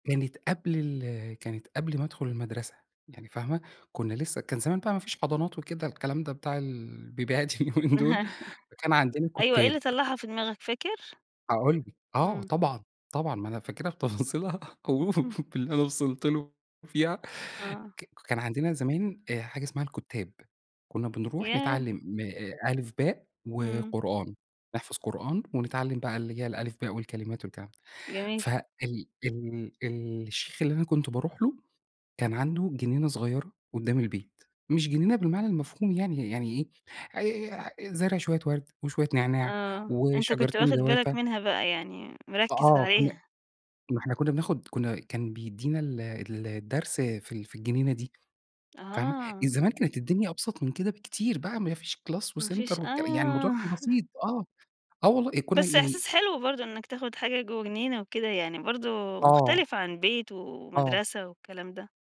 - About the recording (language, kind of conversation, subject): Arabic, podcast, إيه اللي اتعلمته من رعاية نبتة؟
- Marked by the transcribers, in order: in English: "البيبيهات"; laugh; laughing while speaking: "اليومين دول"; laughing while speaking: "بتفاصيلها أو باللي أنا وصلت له"; chuckle; tapping; in English: "class وcenter"; chuckle